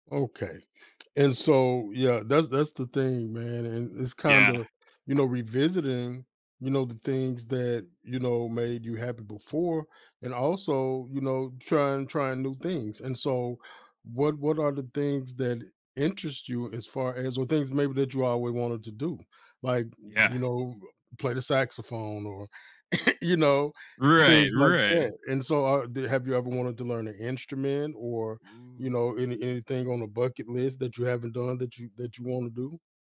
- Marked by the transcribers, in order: "always" said as "alway"; chuckle; drawn out: "Ooh"
- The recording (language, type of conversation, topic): English, advice, How can I discover what truly makes me happy and bring more fulfillment into my daily life?
- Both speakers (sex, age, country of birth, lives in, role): male, 25-29, United States, United States, user; male, 50-54, United States, United States, advisor